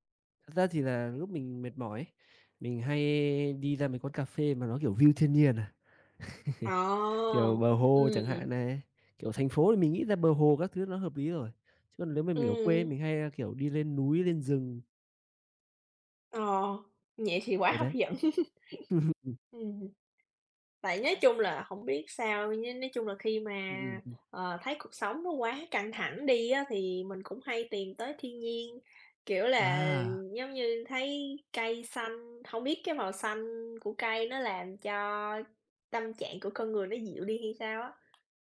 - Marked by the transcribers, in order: in English: "view"; laugh; tapping; other background noise; "nếu" said as "lếu"; laughing while speaking: "quá hấp dẫn"; chuckle; unintelligible speech
- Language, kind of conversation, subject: Vietnamese, unstructured, Thiên nhiên đã giúp bạn thư giãn trong cuộc sống như thế nào?